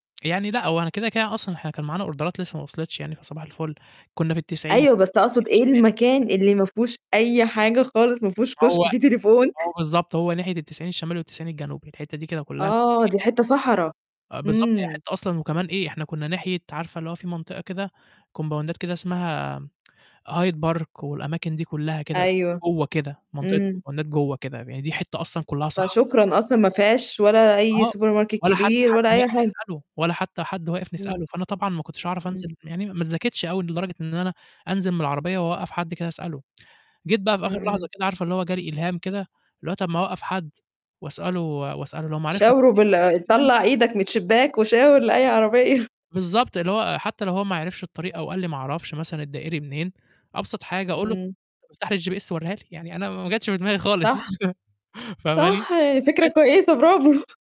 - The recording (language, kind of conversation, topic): Arabic, podcast, إيه خطتك لو بطارية موبايلك خلصت وإنت تايه؟
- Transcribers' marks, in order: in English: "أوردرات"; distorted speech; in English: "كومباوندات"; in English: "الكمبوندات"; in English: "سوبر ماركت"; unintelligible speech; laughing while speaking: "عربية"; in English: "الGPS"; chuckle; unintelligible speech; laughing while speaking: "برافو"